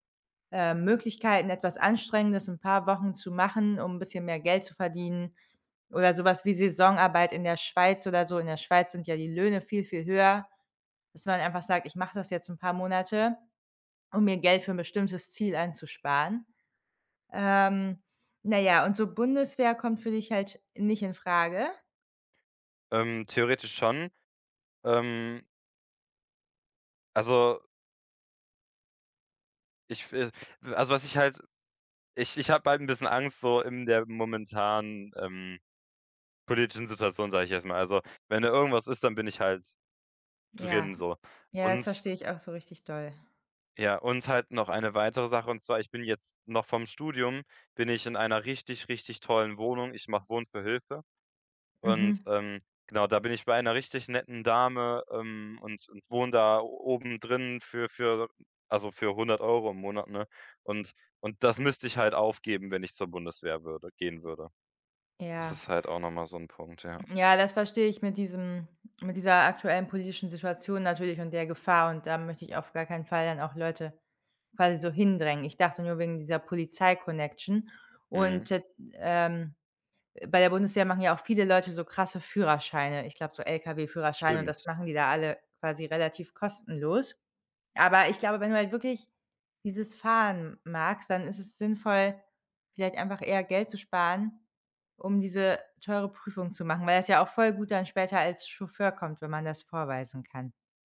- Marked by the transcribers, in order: none
- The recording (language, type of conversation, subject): German, advice, Worauf sollte ich meine Aufmerksamkeit richten, wenn meine Prioritäten unklar sind?